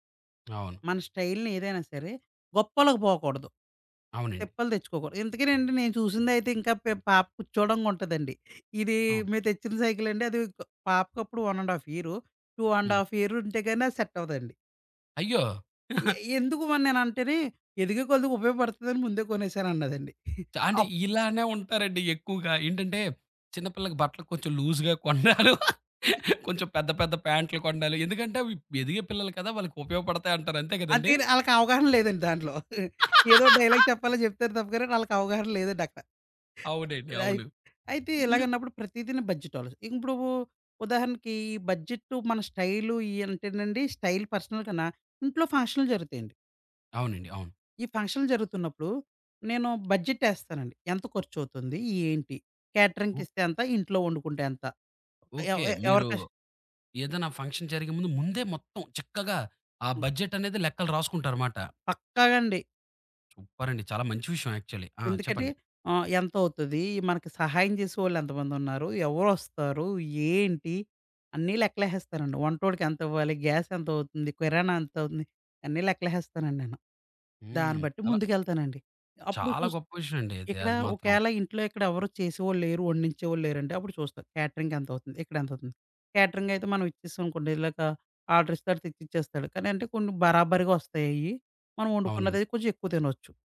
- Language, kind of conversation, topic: Telugu, podcast, బడ్జెట్ పరిమితి ఉన్నప్పుడు స్టైల్‌ను ఎలా కొనసాగించాలి?
- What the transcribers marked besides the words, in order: other background noise; in English: "స్టైల్‌ని"; in English: "సెట్"; chuckle; chuckle; in English: "లూజ్‌గా"; laughing while speaking: "కొనడాలు"; chuckle; laugh; in English: "డైలాగ్"; in English: "బడ్జెట్"; in English: "కేటరింగ్‌కిస్తే"; in English: "ఫంక్షన్"; tapping; in English: "యాక్చువలి"; in English: "గ్యాస్"; in English: "క్యాటరింగ్"; in English: "క్యాటరింగ్"